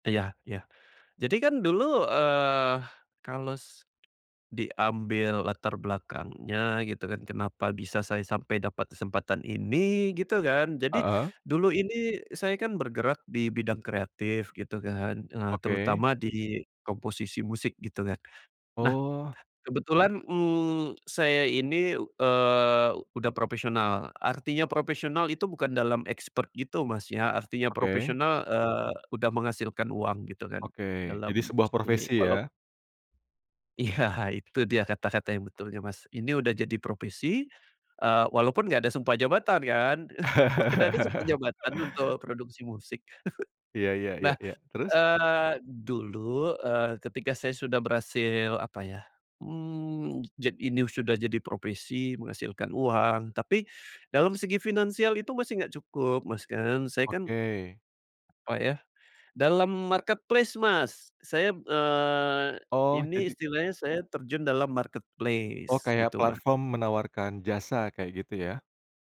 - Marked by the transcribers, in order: other background noise; tapping; in English: "expert"; laughing while speaking: "Iya"; laugh; chuckle; chuckle; in English: "marketplace"; in English: "marketplace"
- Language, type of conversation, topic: Indonesian, podcast, Kapan sebuah kebetulan mengantarkanmu ke kesempatan besar?